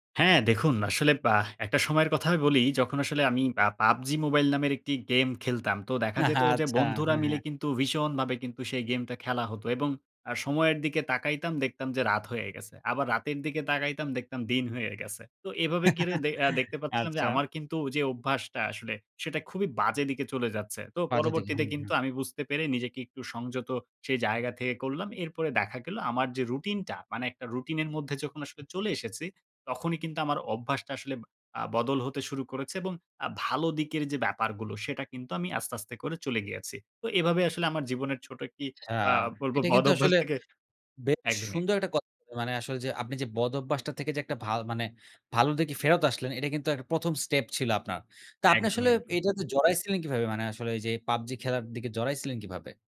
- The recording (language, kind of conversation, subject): Bengali, podcast, জীবনে কোন ছোট্ট অভ্যাস বদলে বড় ফল পেয়েছেন?
- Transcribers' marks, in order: laughing while speaking: "আচ্ছা, হ্যাঁ, হ্যাঁ"; chuckle